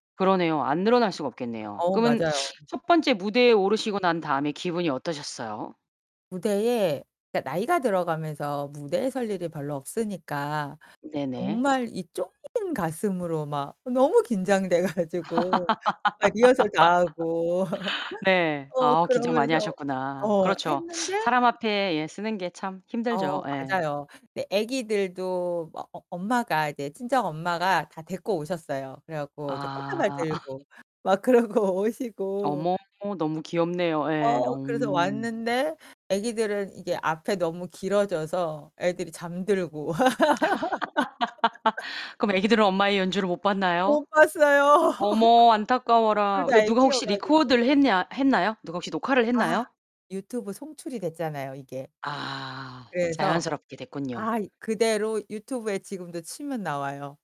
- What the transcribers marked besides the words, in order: tapping; distorted speech; laugh; other background noise; laugh; laugh
- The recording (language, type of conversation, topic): Korean, podcast, 돈을 들이지 않고도 즐길 수 있는 취미를 추천해 주실 수 있나요?